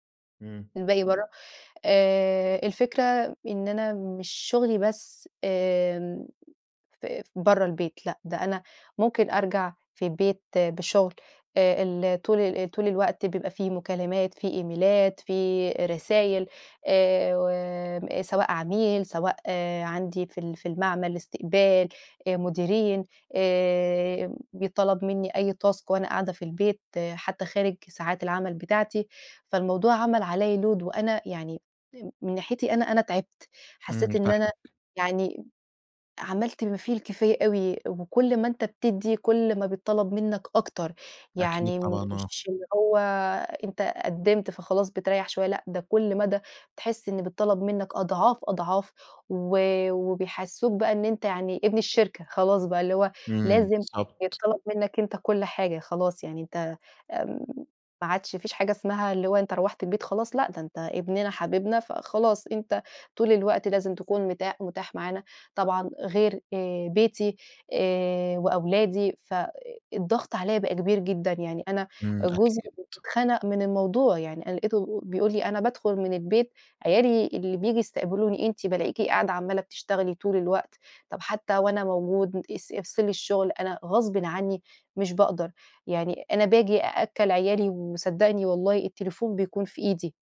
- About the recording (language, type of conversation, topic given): Arabic, advice, إزاي أقدر أفصل الشغل عن حياتي الشخصية؟
- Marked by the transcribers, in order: in English: "إيميلات"; in English: "تاسك"; in English: "لود"